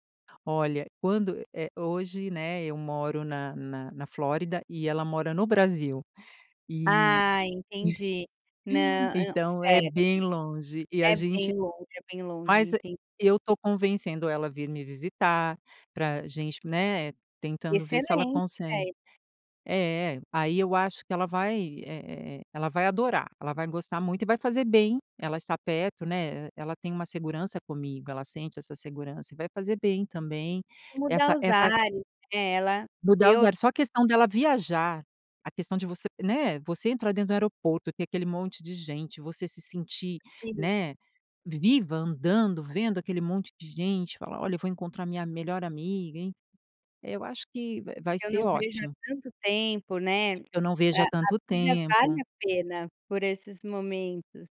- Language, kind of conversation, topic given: Portuguese, podcast, Como você ajuda alguém que se sente sozinho?
- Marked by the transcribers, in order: chuckle; other background noise; tapping